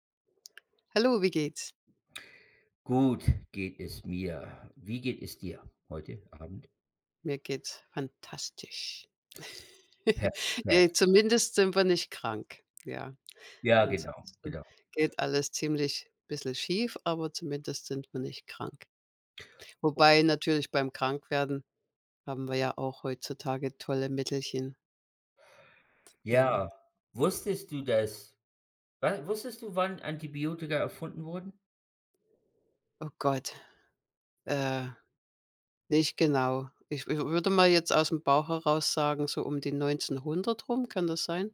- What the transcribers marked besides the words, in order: put-on voice: "fantastisch"; chuckle; other background noise; tapping
- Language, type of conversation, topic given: German, unstructured, Warum war die Entdeckung des Penicillins so wichtig?